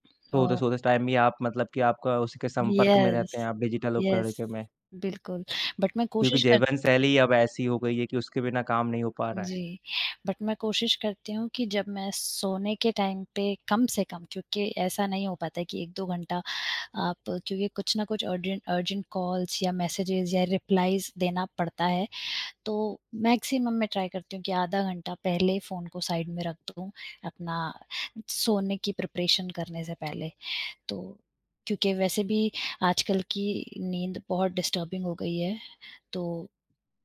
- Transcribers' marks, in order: other background noise; in English: "टाइम"; tapping; in English: "यस। यस"; in English: "डिजिटल"; in English: "बट"; "जीवनशैली" said as "जेेवनशैली"; in English: "बट"; in English: "टाइम"; in English: "अर्जें अर्जेंट कॉल्स"; in English: "मेसेजस"; in English: "रिप्लाइज़"; in English: "मैक्सिमम"; in English: "ट्राय"; in English: "साइड"; in English: "प्रिपरेशन"; in English: "डिस्टर्बिंग"
- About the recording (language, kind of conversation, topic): Hindi, unstructured, क्या आप अपने दिन की शुरुआत बिना किसी डिजिटल उपकरण के कर सकते हैं?